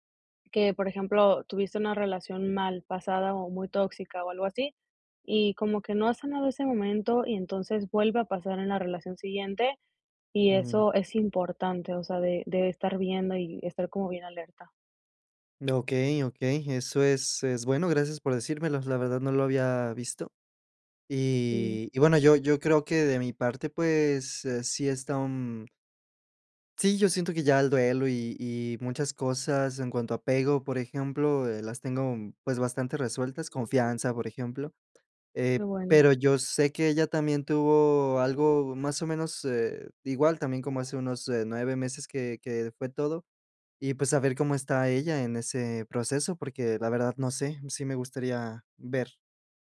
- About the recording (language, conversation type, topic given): Spanish, advice, ¿Cómo puedo ajustar mis expectativas y establecer plazos realistas?
- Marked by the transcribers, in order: tapping; other background noise